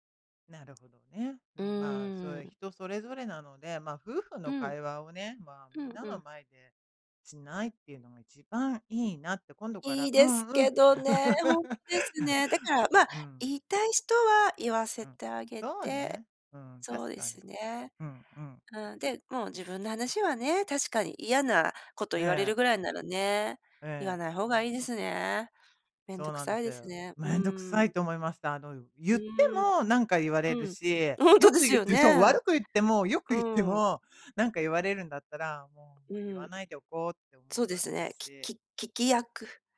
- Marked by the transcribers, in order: laugh; other background noise
- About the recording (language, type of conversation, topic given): Japanese, advice, グループの中で居心地が悪いと感じたとき、どうすればいいですか？